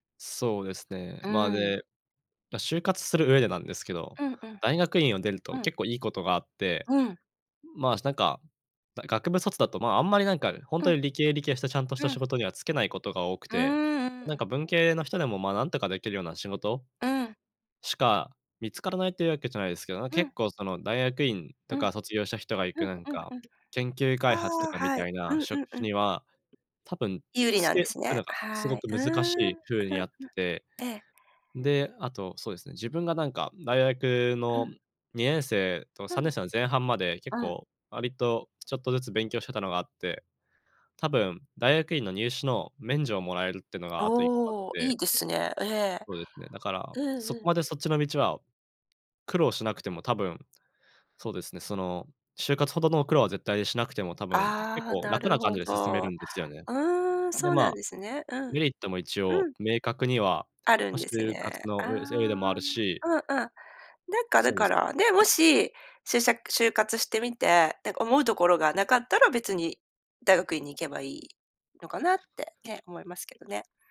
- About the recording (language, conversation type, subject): Japanese, advice, 選択を迫られ、自分の価値観に迷っています。どうすれば整理して決断できますか？
- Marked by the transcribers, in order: other noise; tapping; other background noise